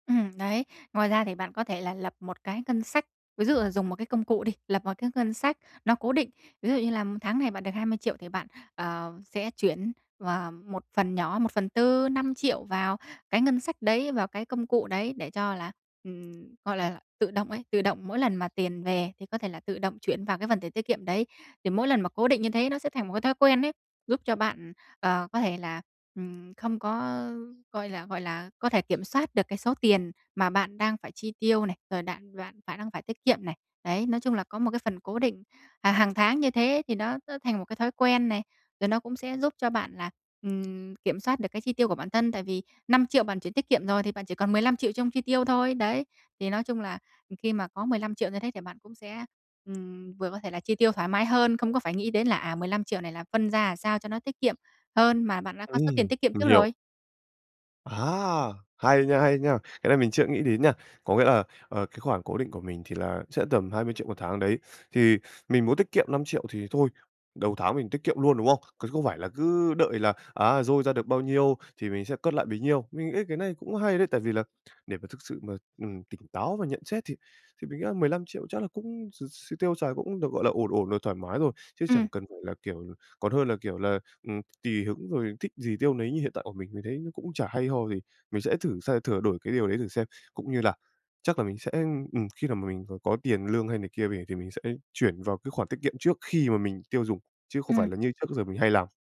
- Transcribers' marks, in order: tapping; other background noise
- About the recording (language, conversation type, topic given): Vietnamese, advice, Làm sao để tiết kiệm tiền mỗi tháng khi tôi hay tiêu xài không kiểm soát?